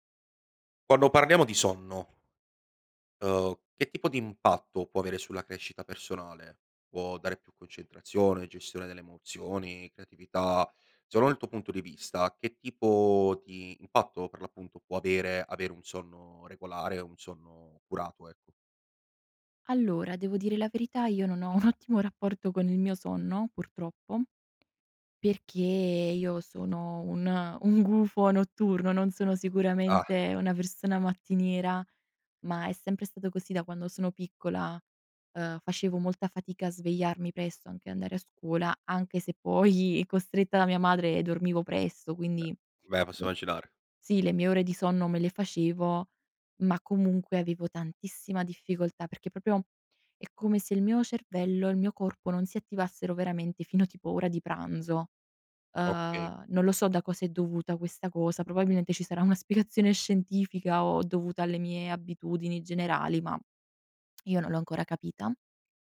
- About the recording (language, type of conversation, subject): Italian, podcast, Che ruolo ha il sonno nella tua crescita personale?
- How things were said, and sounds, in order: "Secondo" said as "seond"; laughing while speaking: "un ottimo"; other background noise; lip smack